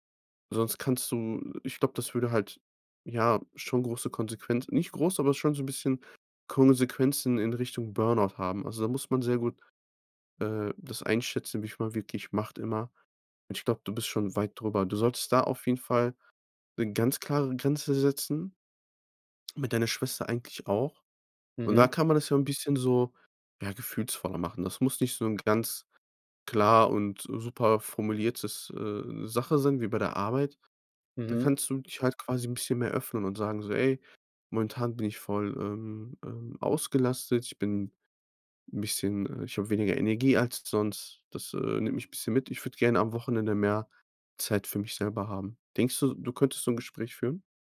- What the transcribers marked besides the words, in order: none
- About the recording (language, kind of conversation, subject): German, advice, Wie kann ich lernen, bei der Arbeit und bei Freunden Nein zu sagen?